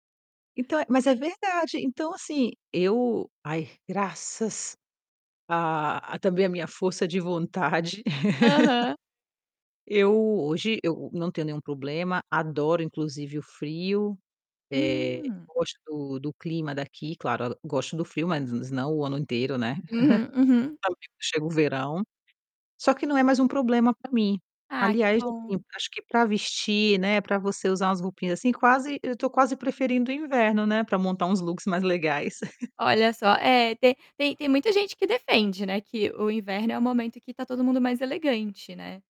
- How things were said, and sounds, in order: other background noise; laugh; distorted speech; tapping; chuckle; unintelligible speech; chuckle
- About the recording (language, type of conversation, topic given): Portuguese, podcast, O que inspira você na hora de escolher um look?